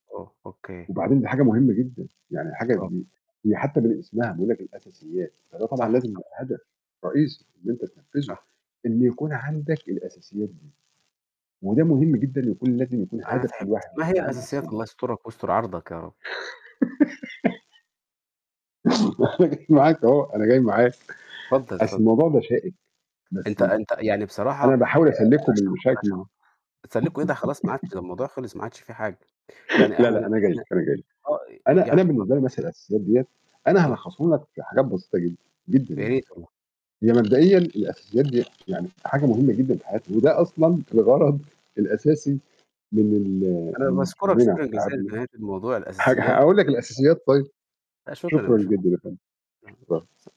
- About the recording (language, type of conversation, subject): Arabic, unstructured, إزاي بتتخيل حياتك بعد ما تحقق أول هدف كبير ليك؟
- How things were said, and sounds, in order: static; laugh; laugh; laughing while speaking: "أنا جاي معاك أهو"; unintelligible speech; unintelligible speech; laugh; tapping; laugh; other noise; mechanical hum; unintelligible speech; unintelligible speech